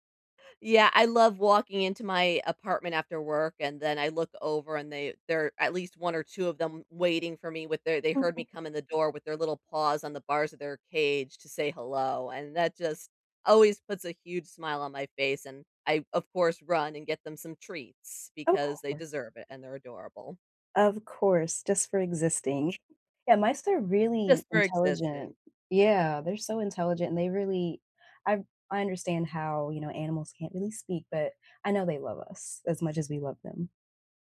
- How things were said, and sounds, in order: other background noise
- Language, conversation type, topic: English, unstructured, What’s the best way to handle stress after work?
- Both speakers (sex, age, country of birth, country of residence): female, 35-39, United States, United States; female, 40-44, United States, United States